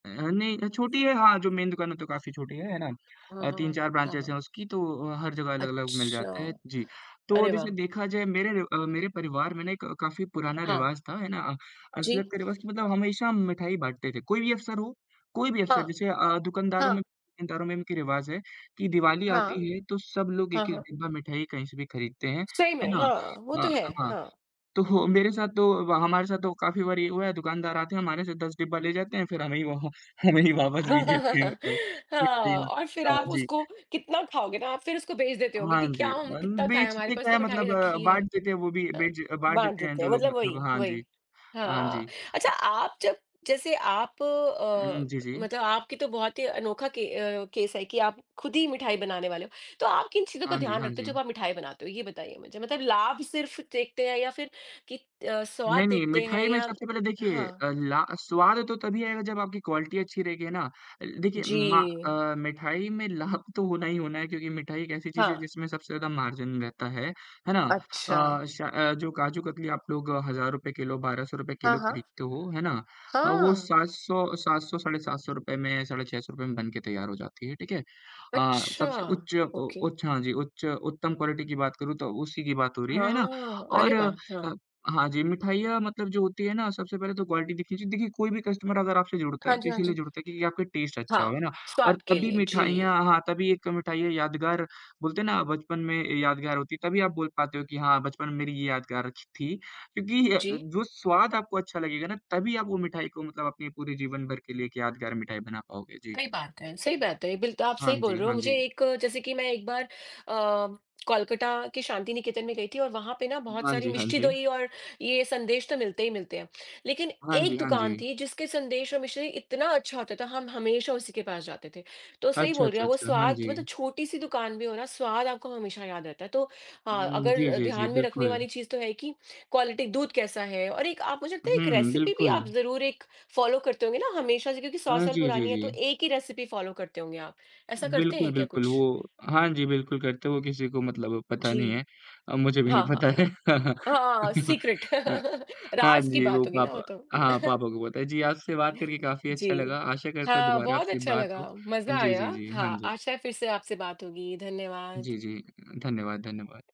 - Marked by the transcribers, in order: in English: "मेन"; in English: "ब्रांचेज़"; laughing while speaking: "तो"; chuckle; laughing while speaking: "वो, हमें ही वापस भी देते हैं मतलब कितनी बार"; in English: "केस"; in English: "क्वालिटी"; laughing while speaking: "लाभ"; in English: "मार्जिन"; in English: "ओके"; in English: "क्वालिटी"; in English: "क्वालिटी"; in English: "कस्टमर"; in English: "टेस्ट"; laughing while speaking: "क्योंकि"; in English: "क्वालिटी"; in English: "रेसिपी"; in English: "फॉलो"; in English: "रेसिपी फॉलो"; laughing while speaking: "नहीं पता है"; in English: "सीक्रेट"; chuckle; laugh; chuckle
- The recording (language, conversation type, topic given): Hindi, unstructured, आपके बचपन की सबसे यादगार मिठाई कौन-सी है?